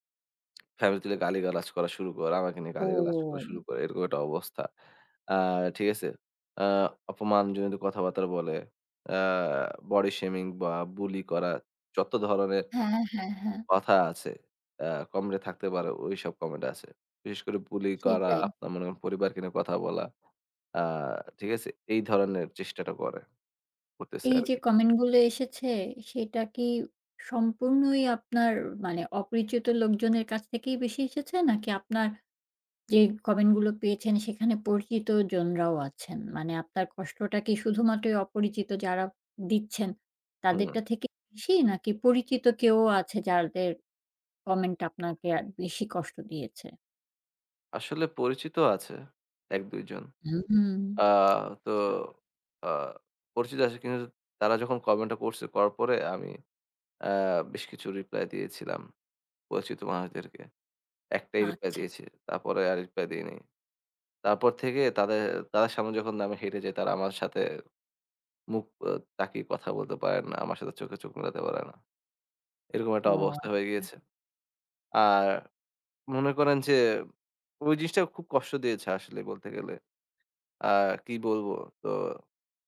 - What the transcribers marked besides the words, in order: tapping; other background noise; "comment" said as "কমরে"; "কিন্তু" said as "কিঞ্জ"; "আচ্ছা" said as "আচচা"
- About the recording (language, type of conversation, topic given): Bengali, advice, সামাজিক মিডিয়ায় প্রকাশ্যে ট্রোলিং ও নিম্নমানের সমালোচনা কীভাবে মোকাবিলা করেন?